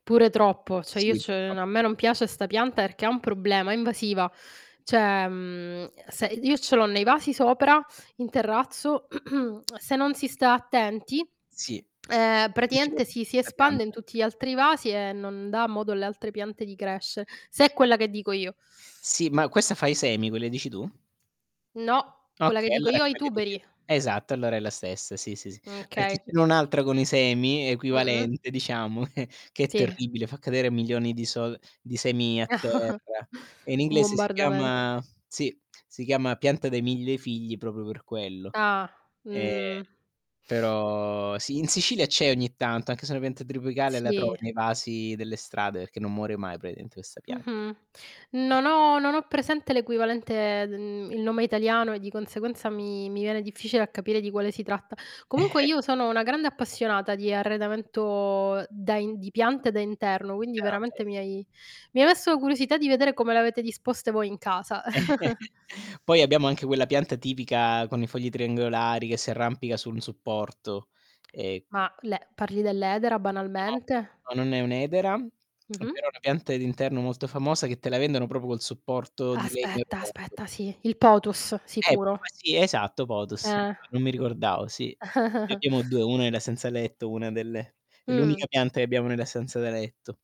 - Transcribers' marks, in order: static; unintelligible speech; other background noise; throat clearing; tongue click; distorted speech; giggle; chuckle; drawn out: "però"; "tropicale" said as "tripicale"; "praticamente" said as "pratiente"; other noise; drawn out: "arredamento"; giggle; chuckle; lip smack; "proprio" said as "propo"; unintelligible speech; chuckle; "nella" said as "ella"
- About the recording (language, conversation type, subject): Italian, unstructured, Preferisci prenderti cura delle piante da interno o fare giardinaggio all’aperto?